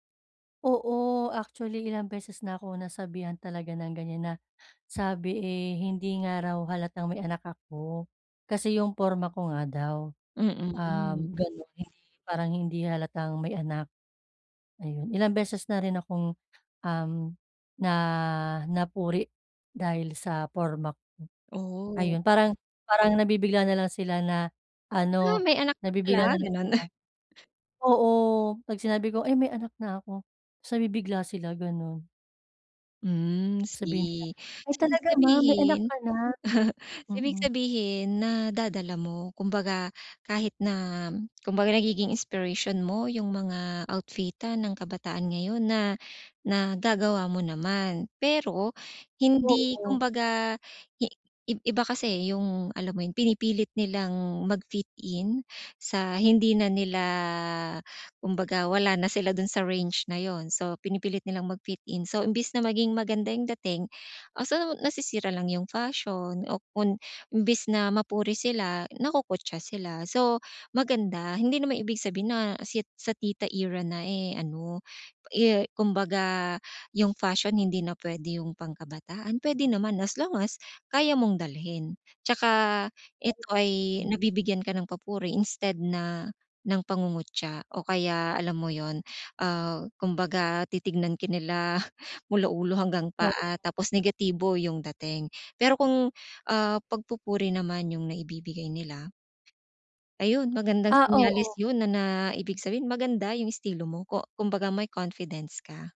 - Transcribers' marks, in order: tapping; other background noise; chuckle; unintelligible speech; chuckle
- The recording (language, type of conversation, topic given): Filipino, advice, Paano ko mapapalakas ang kumpiyansa ko sa sarili kong estilo?